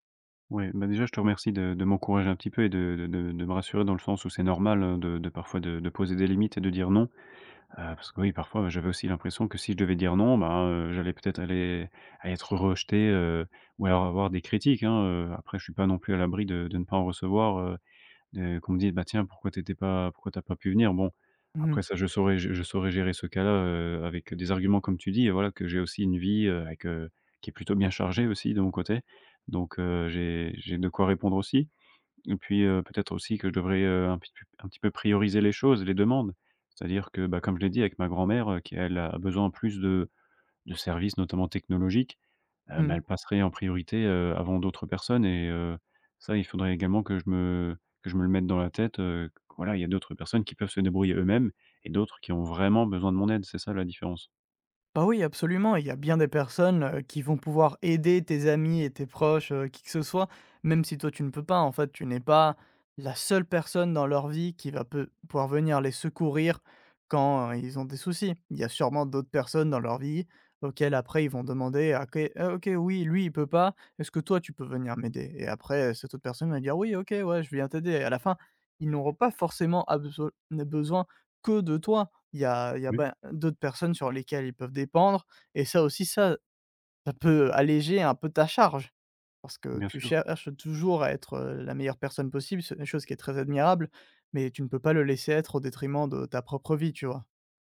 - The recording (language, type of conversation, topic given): French, advice, Comment puis-je apprendre à dire non et à poser des limites personnelles ?
- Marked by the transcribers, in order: stressed: "vraiment"